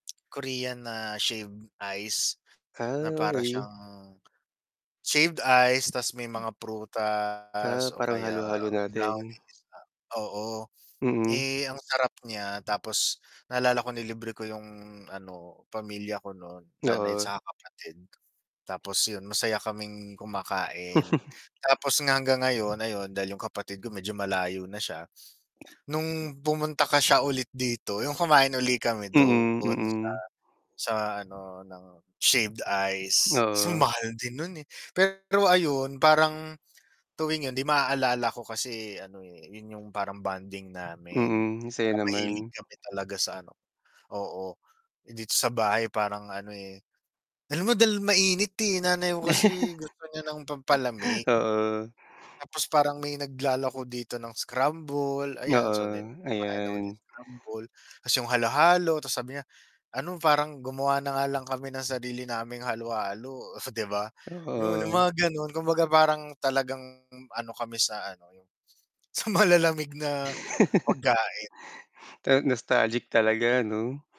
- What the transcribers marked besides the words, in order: other background noise; distorted speech; static; chuckle; tapping; chuckle; chuckle
- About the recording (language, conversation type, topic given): Filipino, unstructured, Ano ang pinakamagandang alaala mo na may kinalaman sa pagkain?